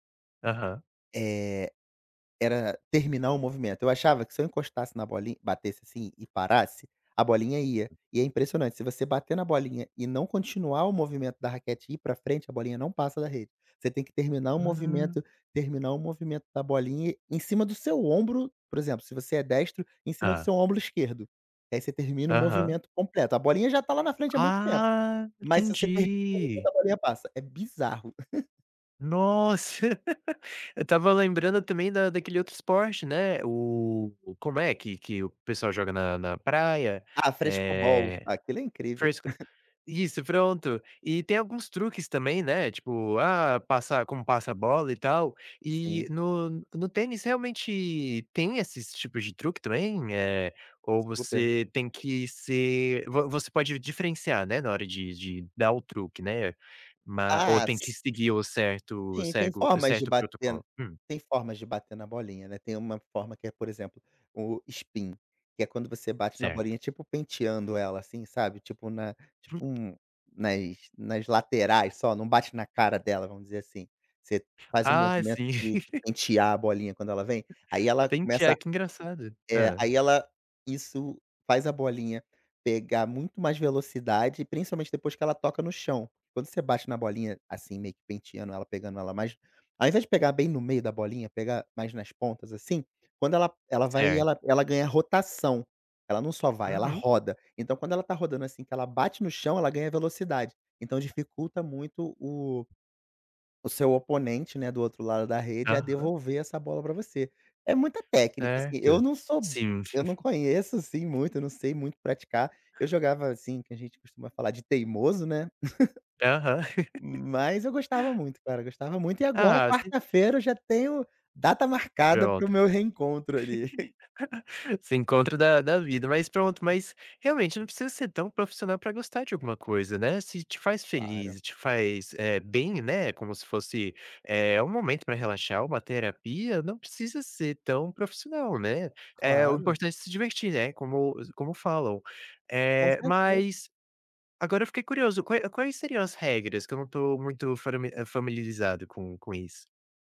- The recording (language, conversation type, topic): Portuguese, podcast, Como você redescobriu um hobby que tinha abandonado?
- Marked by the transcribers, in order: tapping; other background noise; drawn out: "Ah"; unintelligible speech; chuckle; giggle; chuckle; in English: "spin"; unintelligible speech; giggle; giggle; giggle; laugh; unintelligible speech; laugh; chuckle